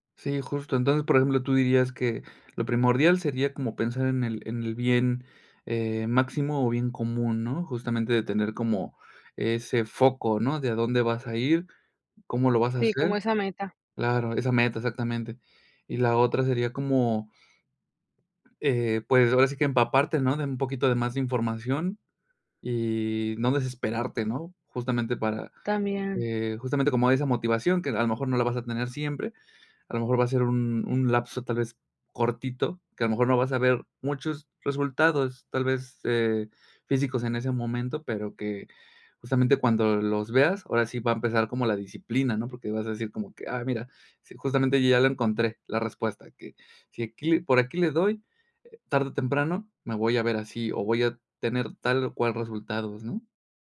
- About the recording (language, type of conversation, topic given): Spanish, podcast, ¿Qué papel tiene la disciplina frente a la motivación para ti?
- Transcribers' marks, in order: none